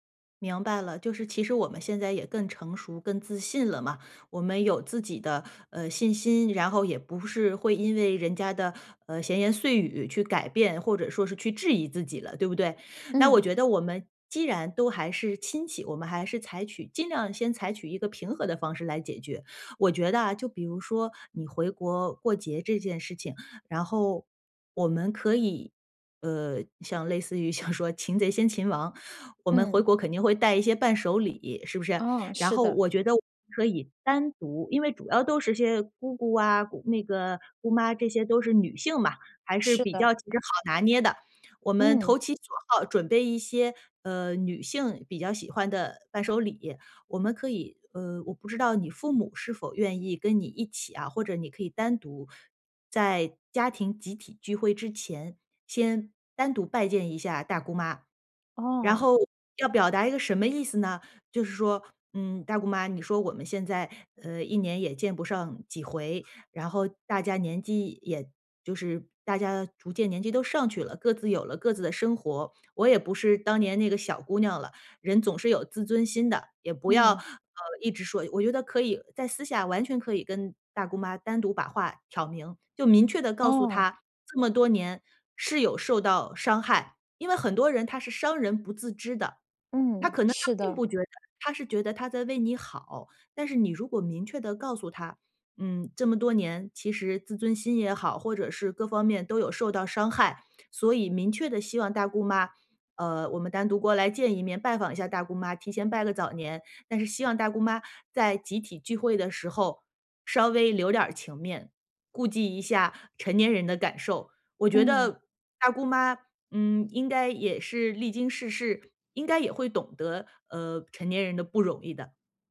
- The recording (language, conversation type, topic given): Chinese, advice, 如何在家庭聚会中既保持和谐又守住界限？
- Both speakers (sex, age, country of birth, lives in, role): female, 30-34, China, Thailand, user; female, 40-44, China, United States, advisor
- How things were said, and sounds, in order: laughing while speaking: "像说"; other background noise